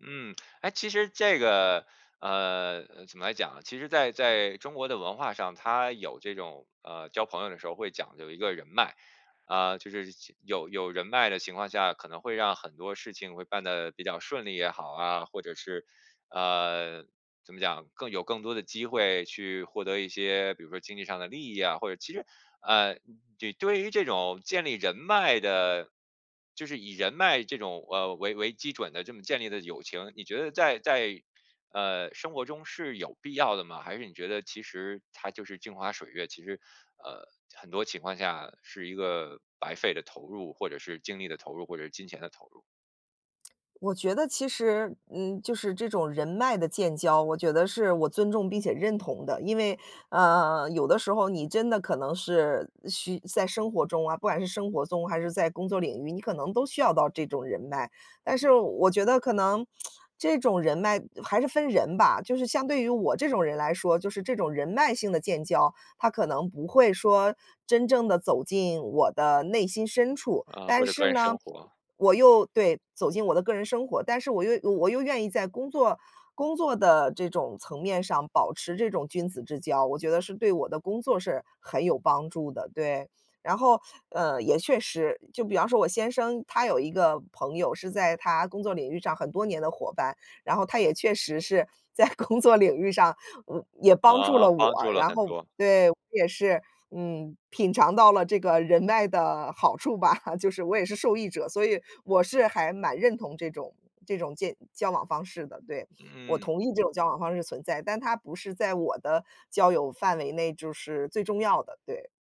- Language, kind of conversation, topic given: Chinese, podcast, 你是怎么认识并结交到这位好朋友的？
- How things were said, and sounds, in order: tsk; tsk; other background noise; laughing while speaking: "在工作领域上"; laughing while speaking: "品尝到了这个人脉的好处吧"